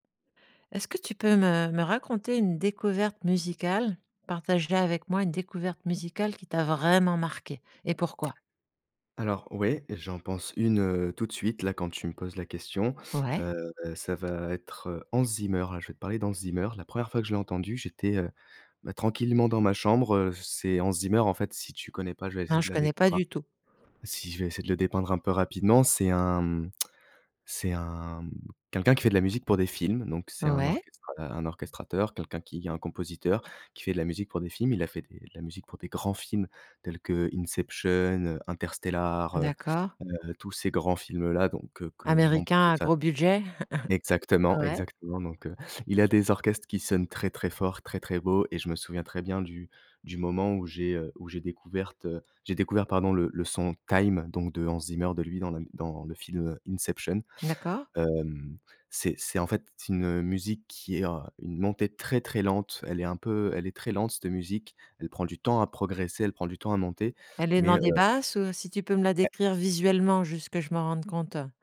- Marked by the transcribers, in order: tapping; tongue click; stressed: "grands"; chuckle
- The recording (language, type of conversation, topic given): French, podcast, Quelle découverte musicale t’a le plus marqué, et pourquoi ?